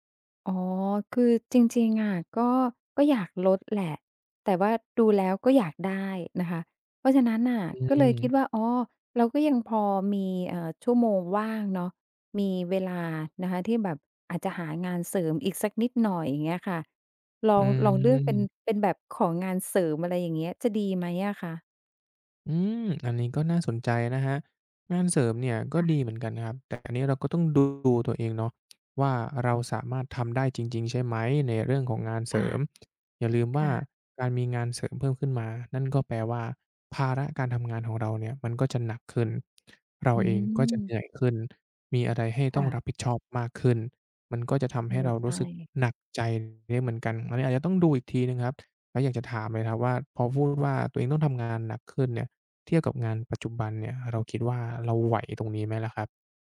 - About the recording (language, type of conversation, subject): Thai, advice, เงินเดือนหมดก่อนสิ้นเดือนและเงินไม่พอใช้ ควรจัดการอย่างไร?
- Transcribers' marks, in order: tapping; drawn out: "อืม"; other background noise; other noise; drawn out: "อืม"; unintelligible speech